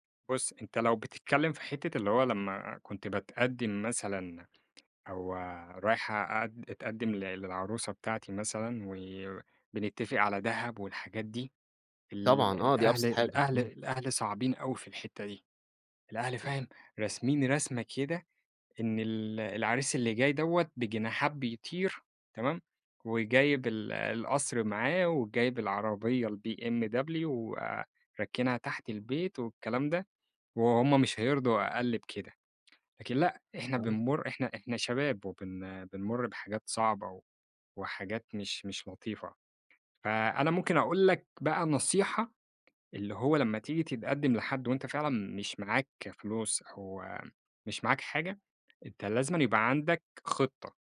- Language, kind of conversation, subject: Arabic, podcast, إيه رأيك في تدخل الأهل في حياة المتجوزين الجداد؟
- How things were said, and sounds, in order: unintelligible speech